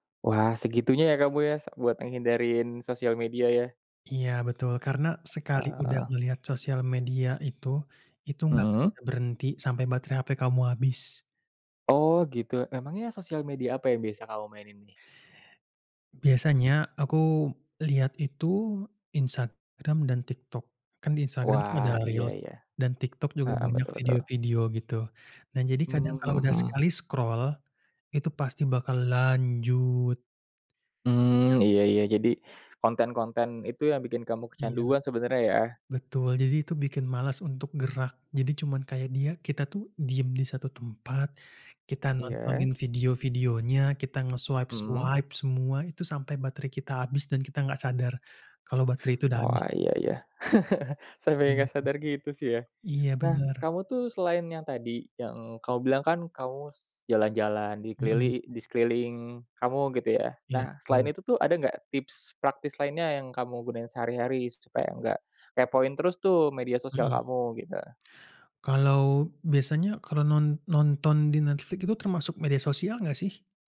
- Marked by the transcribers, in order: tapping; in English: "scroll"; in English: "nge-swipe-swipe"; chuckle
- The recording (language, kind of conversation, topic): Indonesian, podcast, Apa trik kamu supaya tidak terlalu kecanduan media sosial?